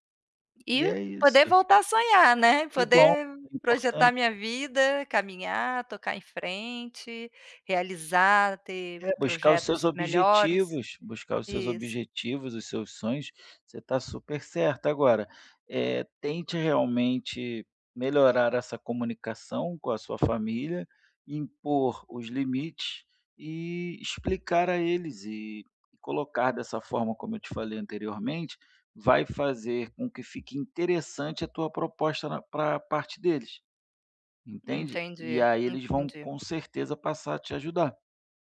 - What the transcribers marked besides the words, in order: other background noise; tapping
- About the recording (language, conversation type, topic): Portuguese, advice, Equilíbrio entre descanso e responsabilidades